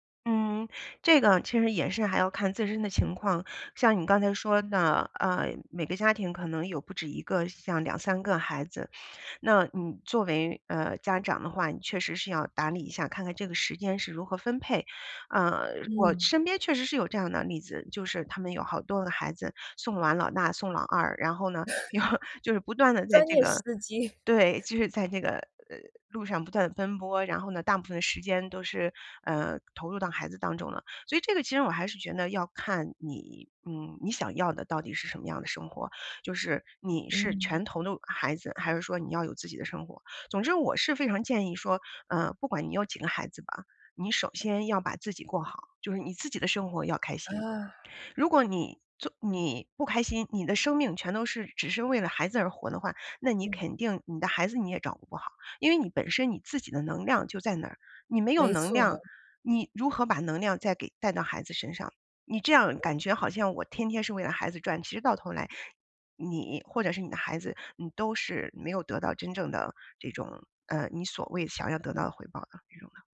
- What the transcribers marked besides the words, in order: other background noise; laughing while speaking: "就"; laugh; laughing while speaking: "机"
- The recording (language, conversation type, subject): Chinese, podcast, 你对是否生孩子这个决定怎么看？